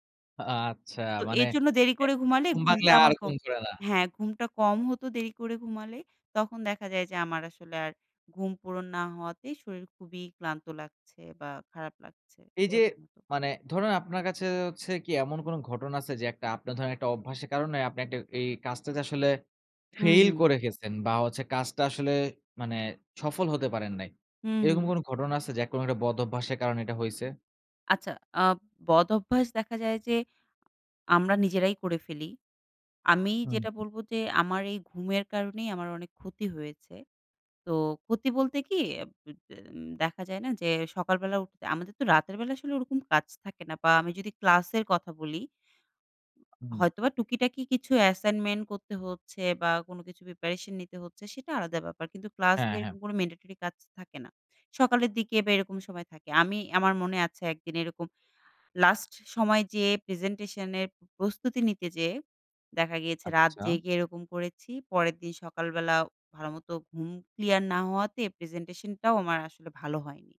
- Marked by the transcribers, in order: other background noise; tapping; unintelligible speech; in English: "ম্যান্ডেটরি"
- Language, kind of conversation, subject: Bengali, podcast, কোন ছোট অভ্যাস বদলে তুমি বড় পরিবর্তন এনেছ?
- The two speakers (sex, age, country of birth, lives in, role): female, 25-29, Bangladesh, Bangladesh, guest; male, 20-24, Bangladesh, Bangladesh, host